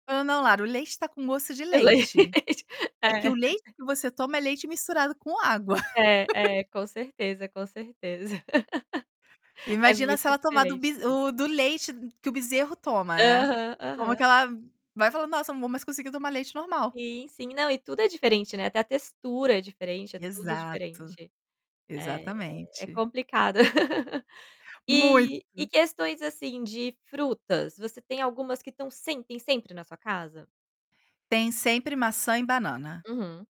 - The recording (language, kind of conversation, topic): Portuguese, podcast, O que nunca pode faltar na sua despensa?
- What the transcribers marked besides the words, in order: distorted speech; laughing while speaking: "No leite. É"; laugh; laugh; laugh